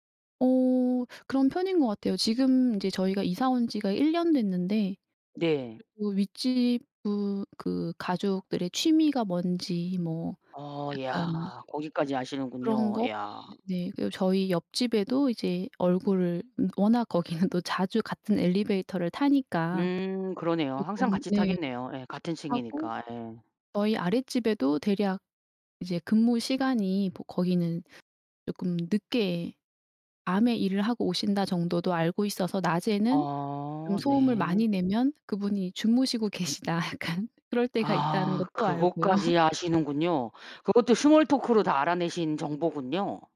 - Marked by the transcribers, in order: other background noise; laughing while speaking: "거기는"; tapping; laughing while speaking: "계시다. 약간"; laugh; in English: "스몰 토크로"
- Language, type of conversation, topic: Korean, podcast, 스몰토크를 자연스럽게 이어 가는 방법이 있나요?